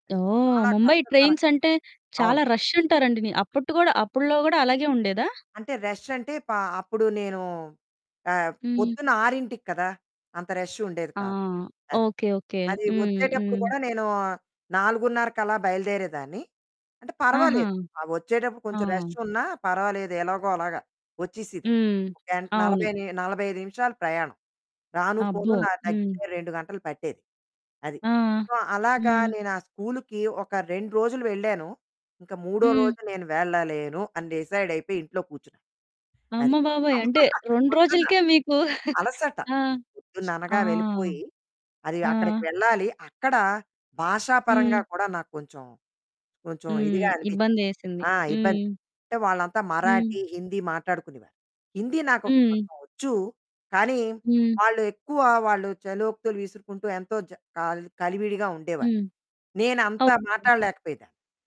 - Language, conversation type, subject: Telugu, podcast, విఫలమైన తర్వాత మళ్లీ ప్రయత్నించడానికి మీకు ఏం ప్రేరణ కలిగింది?
- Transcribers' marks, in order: distorted speech; in English: "ట్రైన్స్"; in English: "రష్"; in English: "రష్"; in English: "సో"; laughing while speaking: "అమ్మా! అది పొద్దున్న"; chuckle